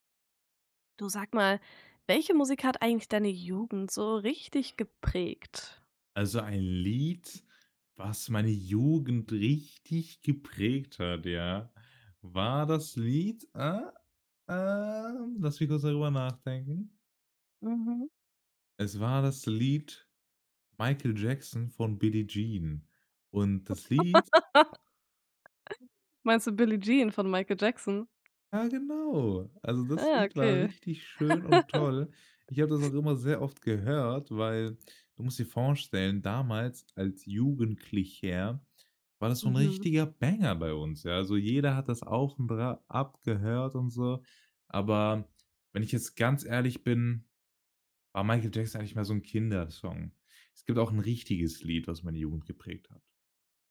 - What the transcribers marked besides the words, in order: joyful: "äh, ähm"; laugh; other background noise; joyful: "Ja genau"; giggle; put-on voice: "Jugendlicher"; in English: "Banger"
- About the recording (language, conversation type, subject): German, podcast, Welche Musik hat deine Jugend geprägt?